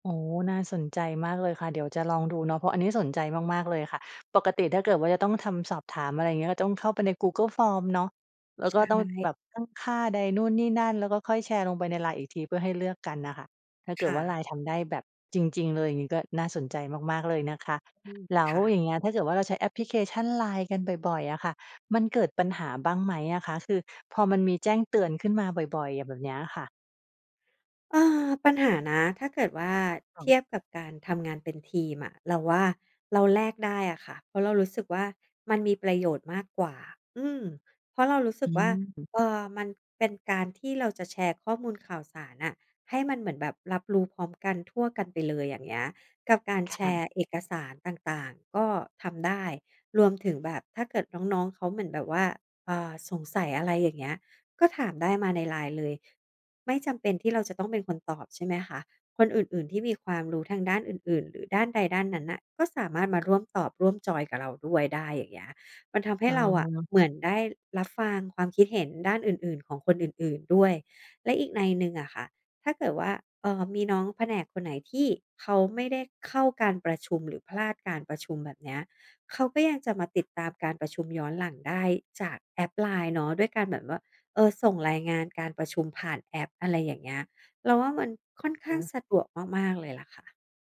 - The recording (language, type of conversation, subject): Thai, podcast, จะใช้แอปสำหรับทำงานร่วมกับทีมอย่างไรให้การทำงานราบรื่น?
- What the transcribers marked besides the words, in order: none